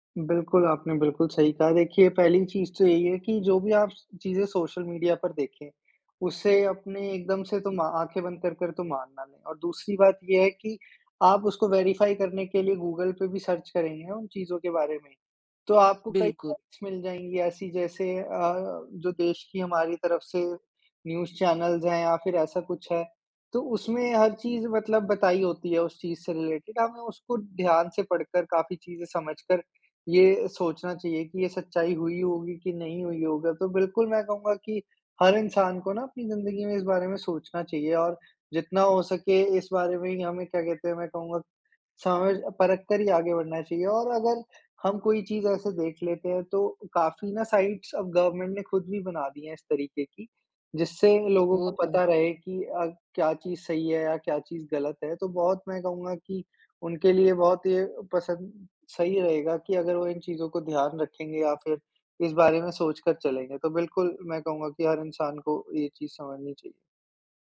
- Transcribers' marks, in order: other background noise; in English: "वेरिफ़ाई"; in English: "सर्च"; in English: "पॉइंट्स"; in English: "न्यूज़ चैनल्स"; in English: "रिलेटेड"; in English: "साइट्स"; in English: "गवर्नमेंट"
- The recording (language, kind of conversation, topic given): Hindi, podcast, ऑनलाइन खबरों की सच्चाई आप कैसे जाँचते हैं?